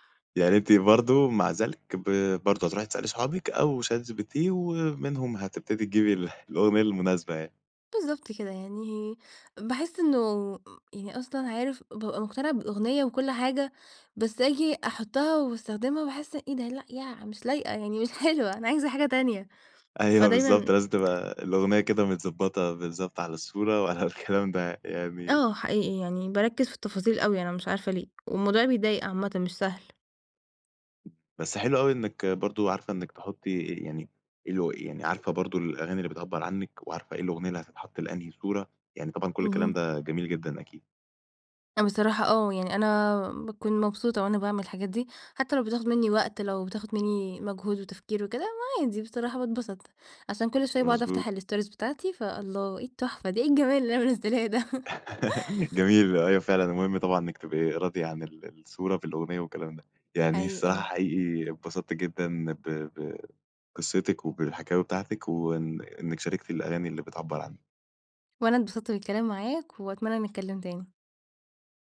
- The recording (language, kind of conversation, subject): Arabic, podcast, أنهي أغنية بتحسّ إنها بتعبّر عنك أكتر؟
- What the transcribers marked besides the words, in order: laughing while speaking: "حلوة"; tapping; laughing while speaking: "وعلى الكلام ده يعني"; in English: "الStories"; laughing while speaking: "إيه الجمال اللي انا منزلاه ده"; laugh